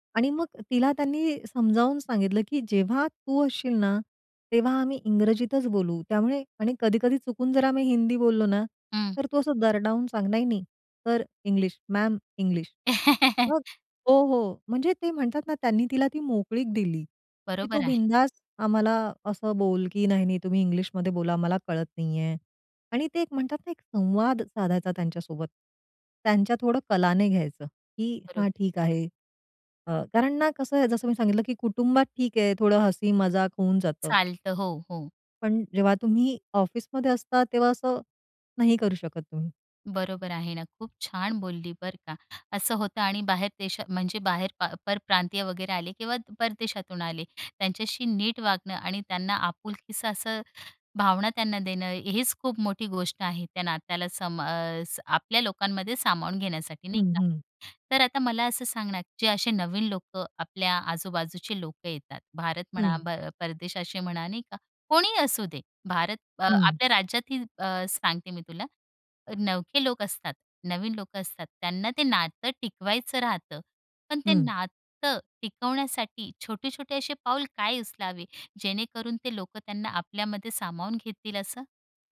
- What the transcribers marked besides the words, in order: chuckle; tapping
- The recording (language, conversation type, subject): Marathi, podcast, नवीन लोकांना सामावून घेण्यासाठी काय करायचे?